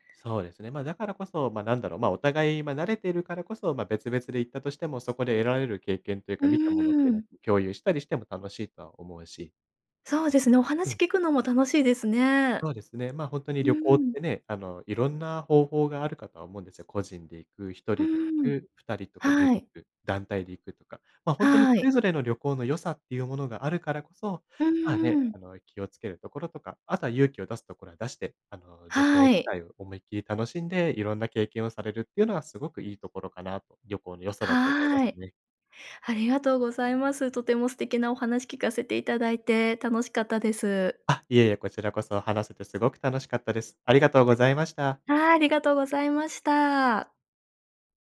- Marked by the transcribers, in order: none
- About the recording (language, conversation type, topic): Japanese, podcast, 旅行で学んだ大切な教訓は何ですか？